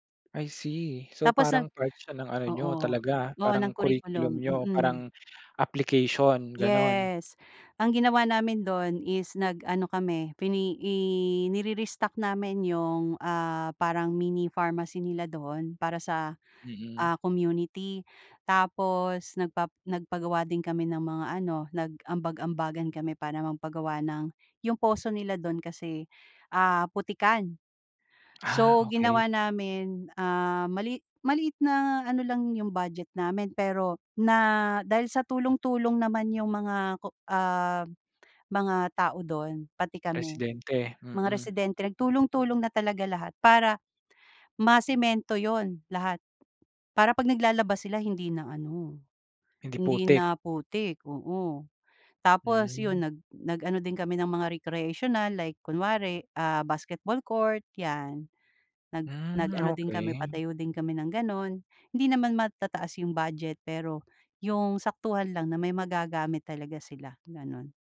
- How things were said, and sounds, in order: none
- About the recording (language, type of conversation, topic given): Filipino, podcast, Ano ang pinaka-nakakagulat na kabutihang-loob na naranasan mo sa ibang lugar?